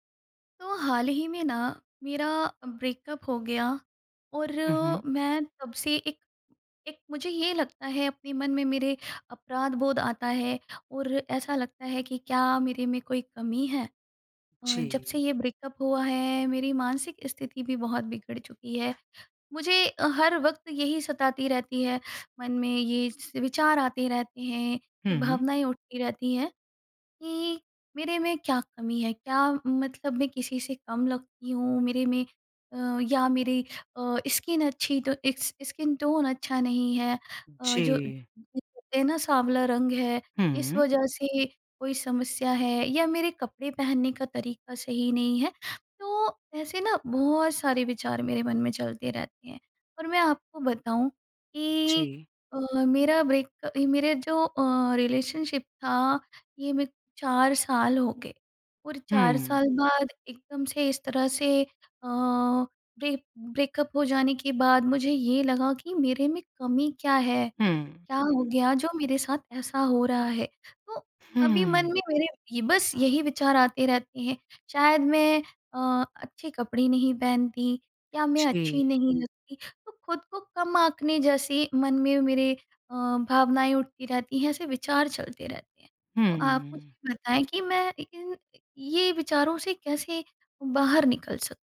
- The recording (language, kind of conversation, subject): Hindi, advice, ब्रेकअप के बाद आप खुद को कम क्यों आंक रहे हैं?
- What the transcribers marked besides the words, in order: in English: "ब्रेकअप"; in English: "ब्रेकअप"; in English: "स्किन"; in English: "स्किन टोन"; unintelligible speech; in English: "रिलेशनशिप"; in English: "ब्रे ब्रेकअप"